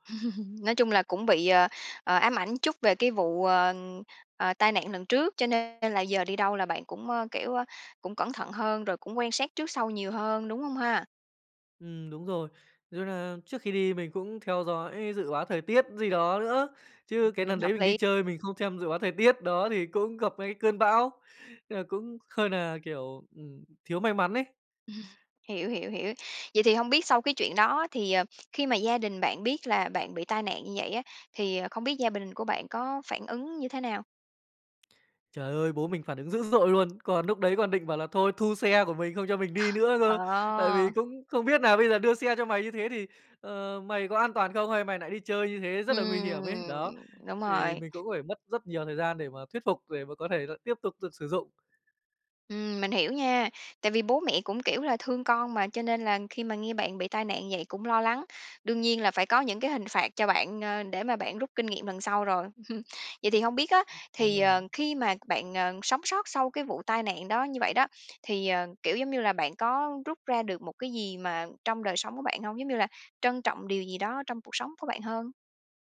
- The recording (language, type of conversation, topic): Vietnamese, podcast, Bạn đã từng suýt gặp tai nạn nhưng may mắn thoát nạn chưa?
- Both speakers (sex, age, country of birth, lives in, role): female, 30-34, Vietnam, Vietnam, host; male, 25-29, Vietnam, Japan, guest
- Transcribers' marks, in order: laugh; tapping; unintelligible speech; chuckle; tsk; chuckle; other background noise; chuckle